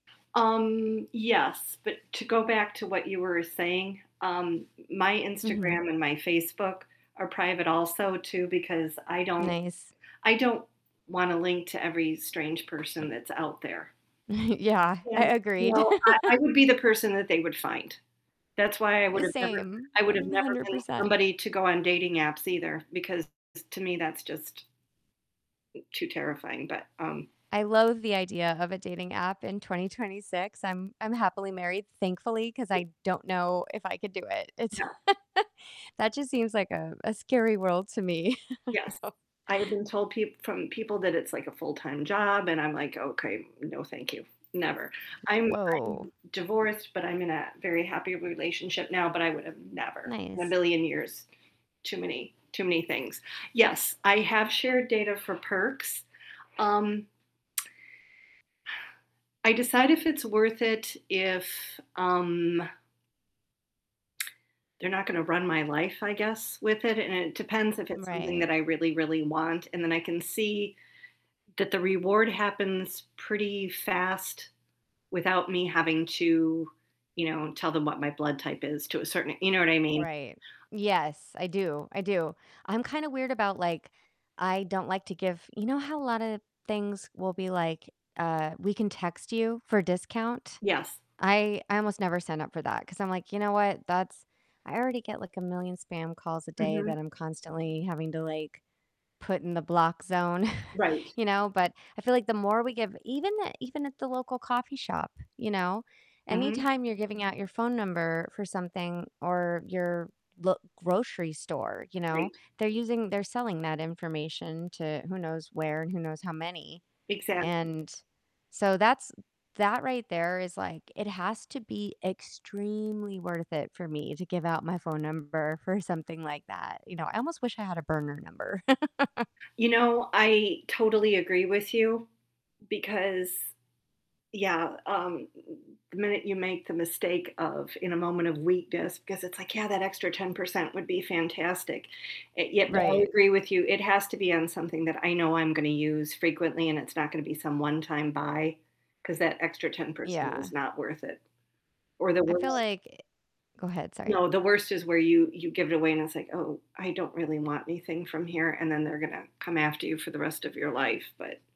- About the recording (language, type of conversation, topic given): English, unstructured, How do you balance privacy and convenience in your everyday devices?
- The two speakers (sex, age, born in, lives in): female, 45-49, United States, United States; female, 55-59, United States, United States
- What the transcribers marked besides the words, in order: other background noise; distorted speech; tapping; static; chuckle; laugh; laugh; chuckle; tsk; exhale; background speech; chuckle; unintelligible speech; stressed: "extremely"; laugh